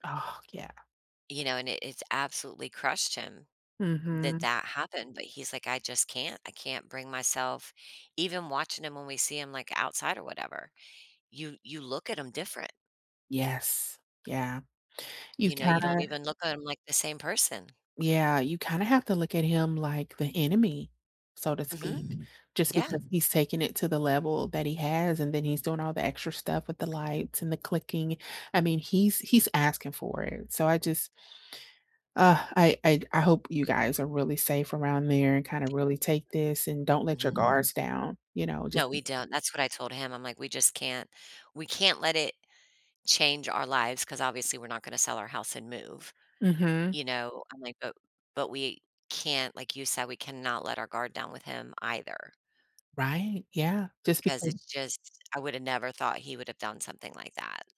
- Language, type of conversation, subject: English, unstructured, How can I handle a recurring misunderstanding with someone close?
- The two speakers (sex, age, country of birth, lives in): female, 35-39, United States, United States; female, 50-54, United States, United States
- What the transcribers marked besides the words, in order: tapping; other background noise; chuckle